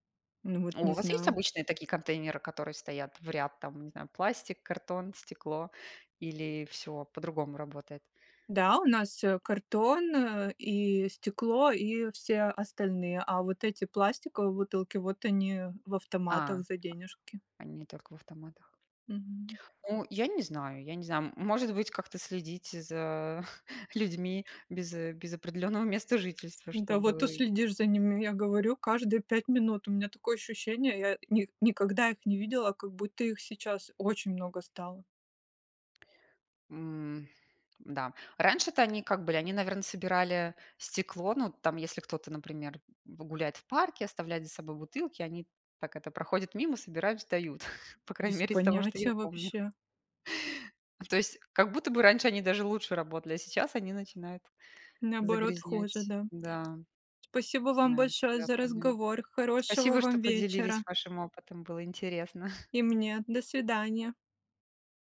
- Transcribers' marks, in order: chuckle; laughing while speaking: "места"; stressed: "очень"; chuckle; chuckle
- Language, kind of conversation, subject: Russian, unstructured, Почему люди не убирают за собой в общественных местах?